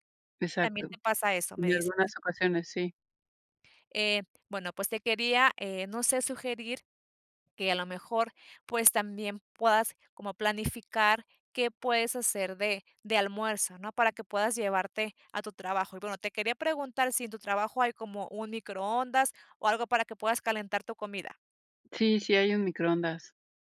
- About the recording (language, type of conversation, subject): Spanish, advice, ¿Con qué frecuencia te saltas comidas o comes por estrés?
- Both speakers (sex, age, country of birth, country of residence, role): female, 30-34, Mexico, United States, advisor; female, 40-44, Mexico, Mexico, user
- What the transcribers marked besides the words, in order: other background noise